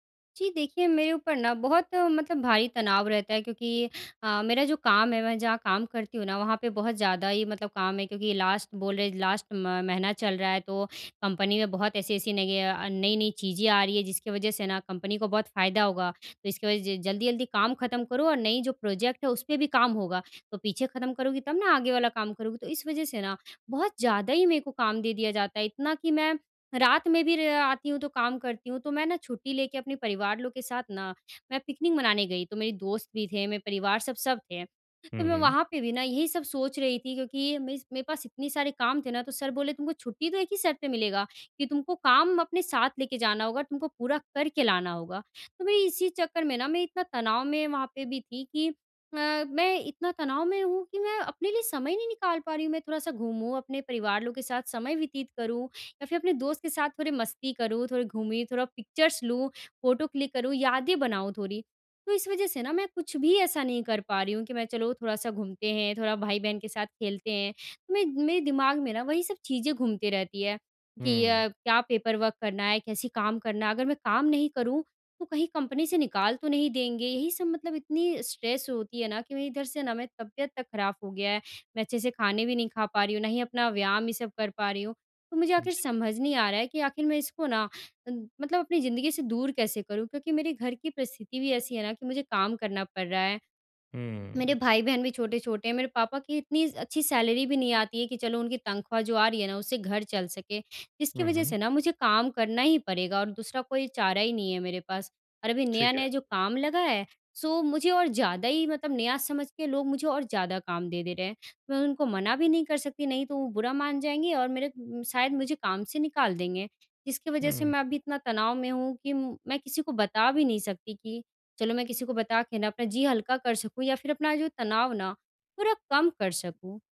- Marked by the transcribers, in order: in English: "लास्ट"; in English: "लास्ट"; in English: "प्रोजेक्ट"; in English: "पिक्चर्स"; in English: "क्लिक"; in English: "पेपर वर्क"; in English: "स्ट्रेस"; in English: "सैलरी"; in English: "सो"
- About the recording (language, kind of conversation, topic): Hindi, advice, छुट्टियों में परिवार और दोस्तों के साथ जश्न मनाते समय मुझे तनाव क्यों महसूस होता है?